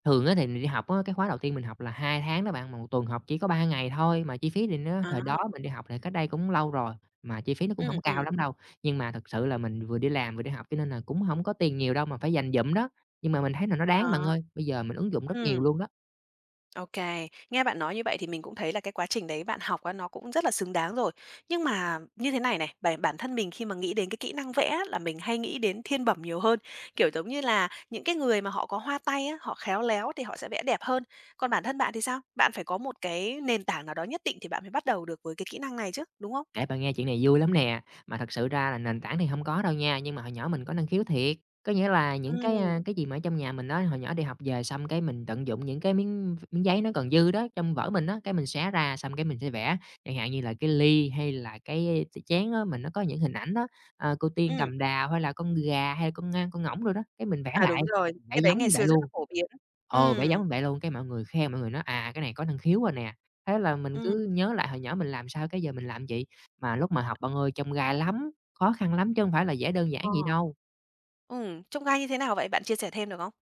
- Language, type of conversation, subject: Vietnamese, podcast, Bạn có thể kể về sở thích khiến bạn mê mẩn nhất không?
- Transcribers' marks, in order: background speech; tapping; other background noise